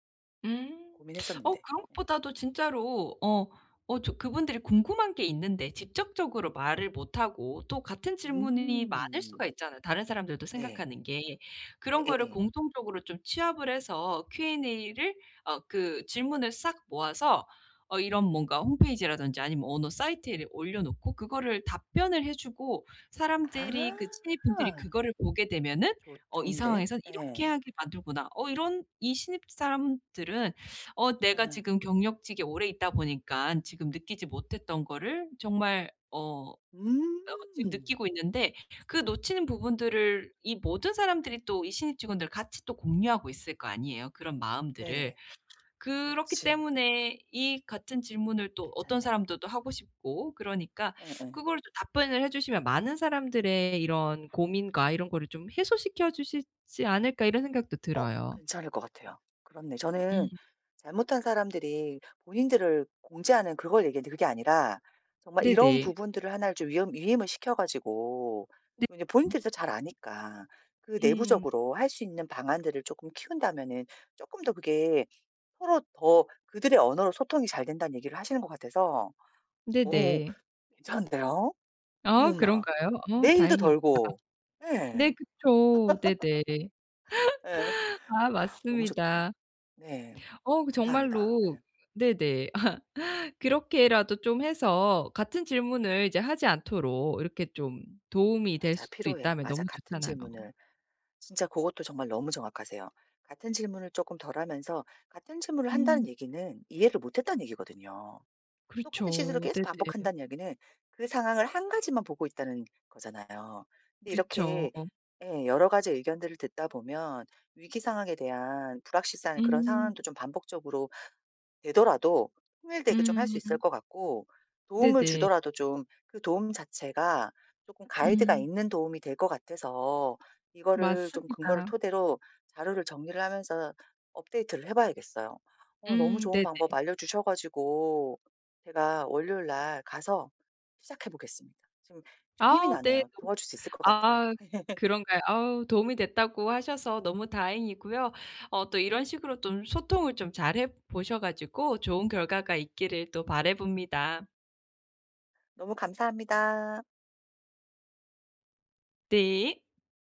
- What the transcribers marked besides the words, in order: in English: "Q&A를"; other background noise; unintelligible speech; tapping; laugh; laughing while speaking: "아"; in English: "가이드가"; in English: "업데이트를"; laugh
- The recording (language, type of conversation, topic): Korean, advice, 불확실한 상황에 있는 사람을 어떻게 도와줄 수 있을까요?